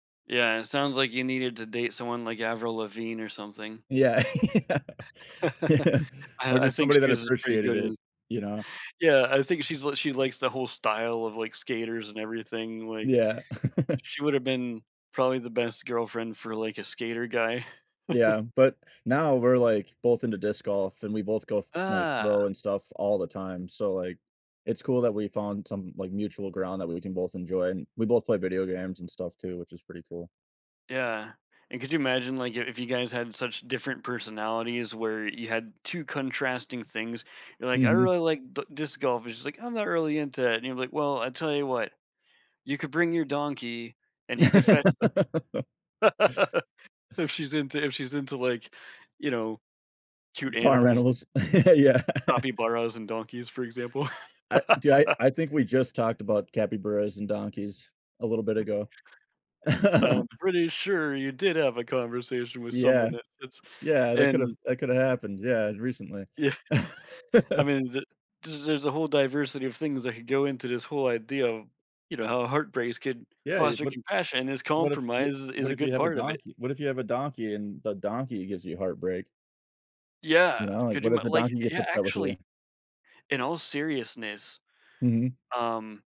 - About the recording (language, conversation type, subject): English, unstructured, How can reflecting on past heartbreaks help us grow in future relationships?
- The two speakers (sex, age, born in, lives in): male, 40-44, United States, United States; male, 40-44, United States, United States
- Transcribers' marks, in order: laugh; chuckle; laugh; chuckle; laugh; laugh; chuckle; laughing while speaking: "Yeah"; chuckle; laugh; chuckle; laughing while speaking: "Yeah"; laugh; tapping